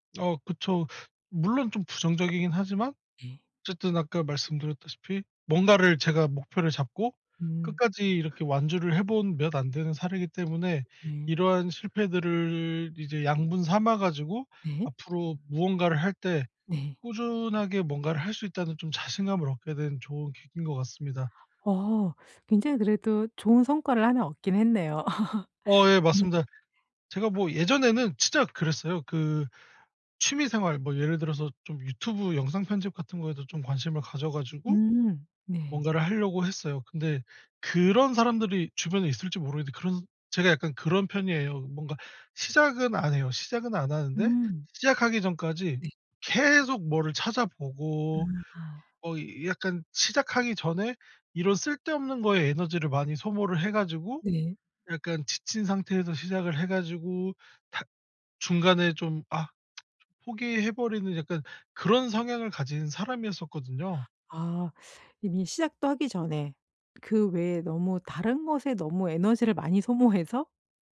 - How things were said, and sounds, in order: other background noise; laugh; tsk
- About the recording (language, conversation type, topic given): Korean, podcast, 요즘 꾸준함을 유지하는 데 도움이 되는 팁이 있을까요?